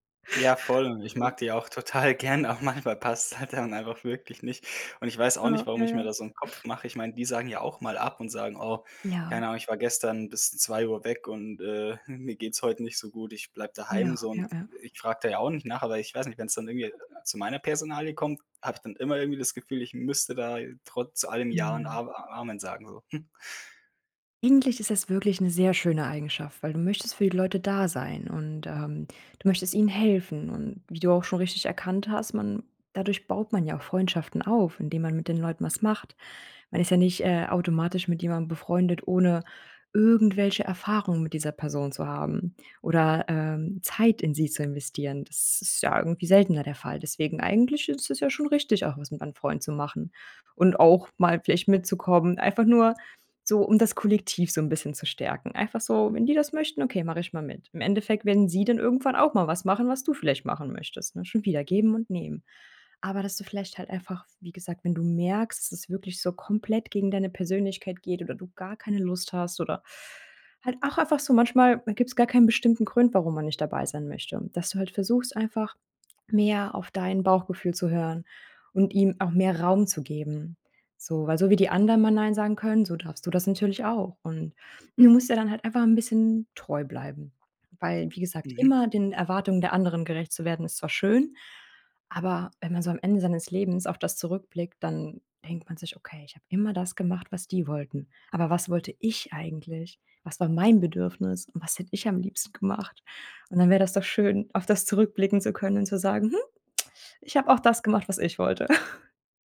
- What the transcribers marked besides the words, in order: laughing while speaking: "total gern, aber manchmal passt's"; other noise; chuckle; chuckle
- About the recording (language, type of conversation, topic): German, advice, Warum fällt es mir schwer, bei Bitten von Freunden oder Familie Nein zu sagen?